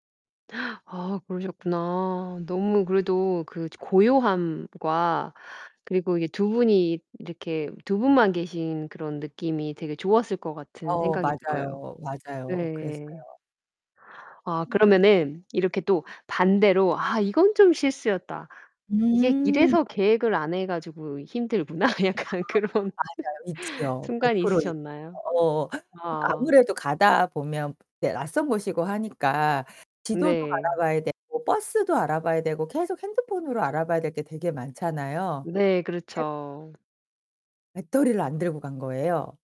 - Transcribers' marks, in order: gasp; other background noise; distorted speech; laughing while speaking: "힘들구나.' 약간 그런"; laugh
- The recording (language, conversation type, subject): Korean, podcast, 계획 없이 떠난 즉흥 여행 이야기를 들려주실 수 있나요?